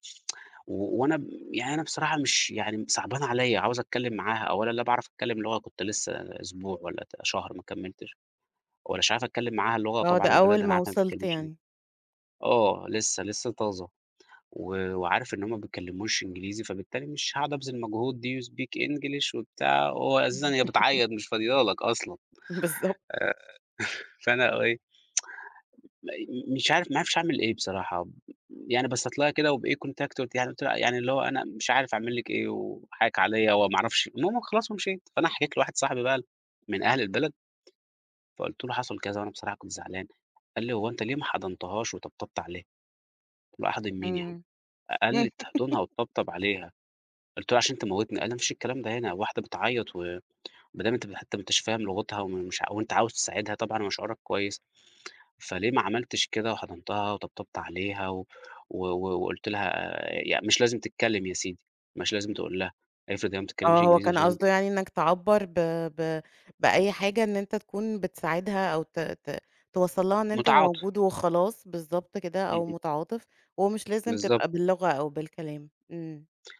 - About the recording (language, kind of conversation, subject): Arabic, podcast, إزاي بتستخدم الاستماع عشان تبني ثقة مع الناس؟
- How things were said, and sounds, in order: tsk; in English: "Do you speak English؟"; laugh; laughing while speaking: "بالضبط"; chuckle; tsk; in English: "contact"; tapping; laugh